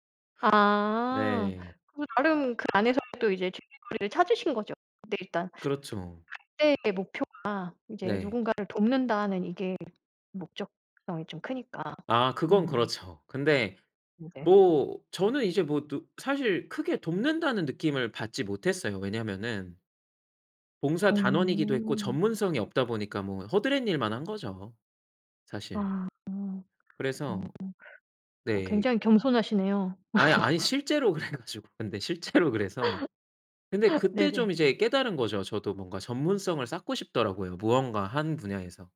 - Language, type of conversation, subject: Korean, podcast, 당신을 가장 성장하게 만든 경험은 무엇인가요?
- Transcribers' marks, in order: laugh; other background noise; laughing while speaking: "그래 가지고"; tapping; laugh; laughing while speaking: "실제로"